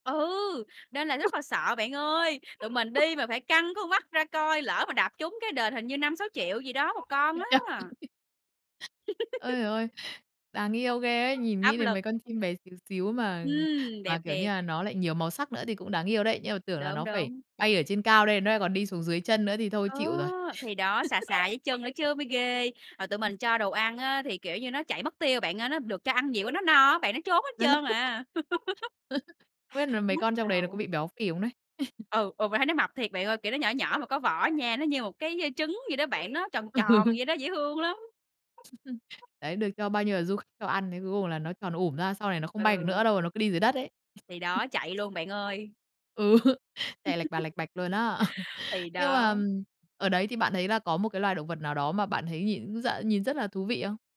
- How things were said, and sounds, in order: other noise; dog barking; laughing while speaking: "Ui cha ui!"; laugh; other background noise; chuckle; tapping; unintelligible speech; unintelligible speech; chuckle; laugh; chuckle; laughing while speaking: "Ừ"; chuckle; laughing while speaking: "Ừ"; chuckle
- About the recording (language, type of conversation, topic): Vietnamese, podcast, Nơi nào khiến bạn cảm thấy gần gũi với thiên nhiên nhất?